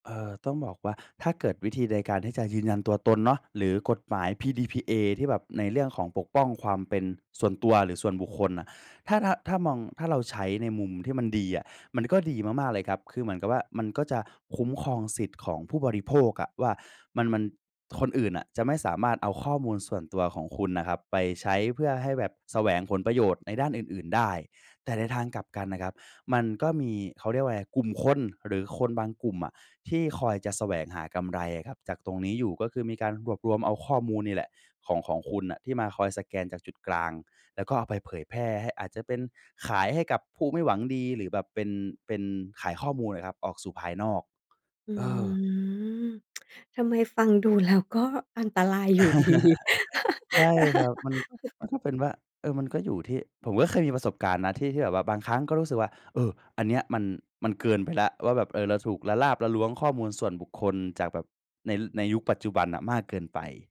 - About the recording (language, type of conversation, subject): Thai, podcast, คุณมองเรื่องความเป็นส่วนตัวในยุคที่ข้อมูลมีอยู่มหาศาลแบบนี้อย่างไร?
- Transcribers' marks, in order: tapping; tsk; laughing while speaking: "แล้ว"; laugh; laughing while speaking: "ดี"; laugh